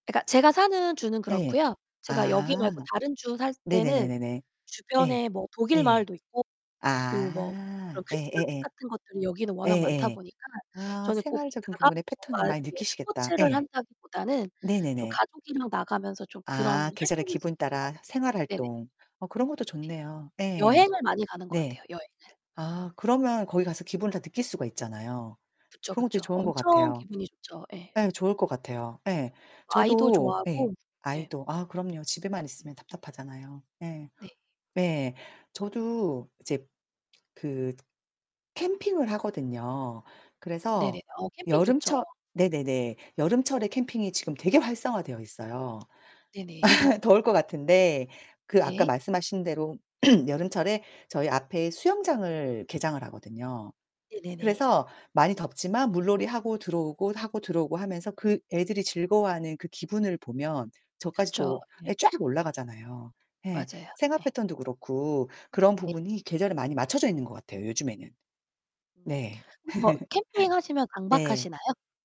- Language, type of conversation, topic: Korean, unstructured, 여름과 겨울 중 어느 계절을 더 선호하시나요?
- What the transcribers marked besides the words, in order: distorted speech; other background noise; laugh; throat clearing; laugh